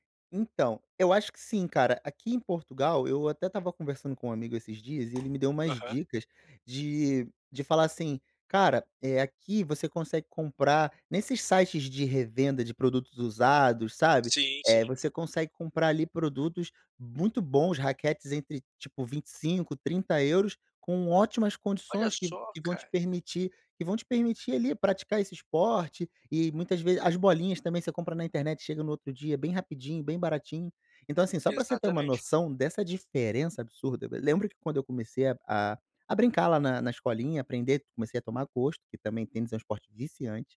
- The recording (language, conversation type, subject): Portuguese, podcast, Qual hobby você abandonou e de que ainda sente saudade?
- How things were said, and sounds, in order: tapping